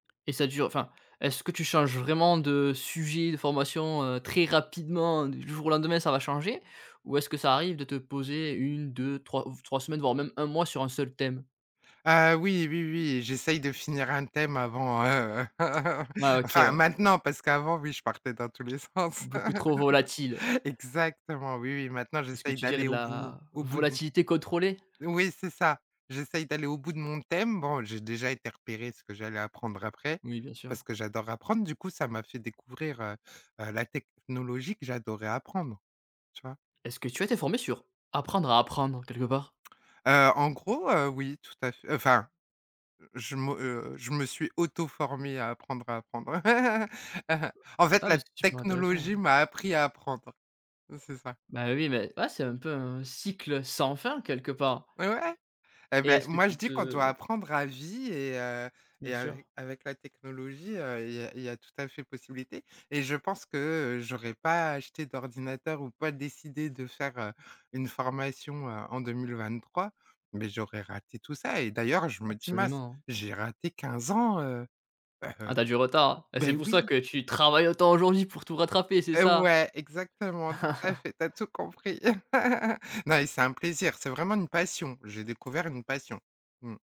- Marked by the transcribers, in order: tapping; other background noise; laugh; stressed: "maintenant"; laugh; stressed: "Exactement"; laugh; stressed: "ans"; stressed: "travailles"; laugh
- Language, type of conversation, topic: French, podcast, Comment la technologie a-t-elle changé ta façon de faire des découvertes ?